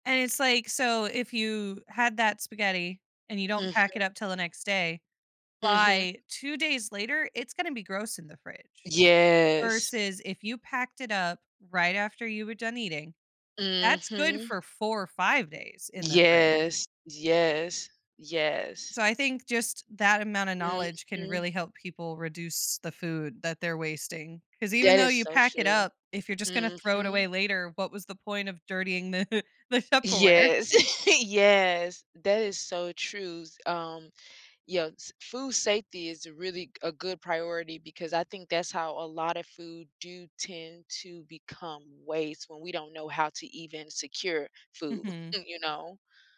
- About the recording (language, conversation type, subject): English, unstructured, What habits or choices lead to food being wasted in our homes?
- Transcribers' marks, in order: other background noise; stressed: "Yes"; laughing while speaking: "the the Tupperware?"; laughing while speaking: "yes"; laugh